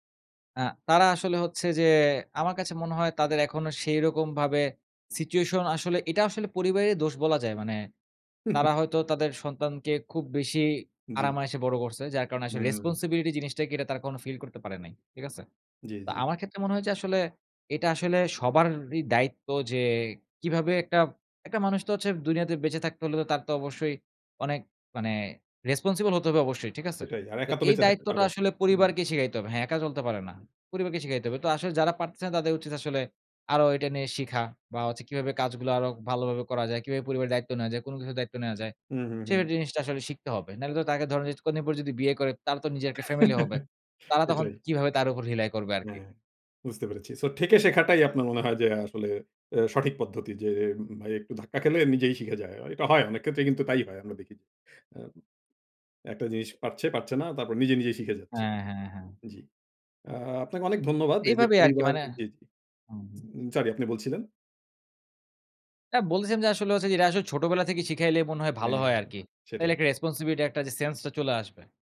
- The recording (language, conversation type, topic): Bengali, podcast, পরিবার বা সমাজের চাপের মধ্যেও কীভাবে আপনি নিজের সিদ্ধান্তে অটল থাকেন?
- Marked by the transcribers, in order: in English: "situation"; scoff; in English: "responsibility"; "কখনো" said as "কঅনো"; in English: "responsible"; "এটা" said as "এইডা"; "নাহলে" said as "নাইলে"; tapping; chuckle; in English: "rely"; "তাহলে" said as "তাইলে"; in English: "responsibility"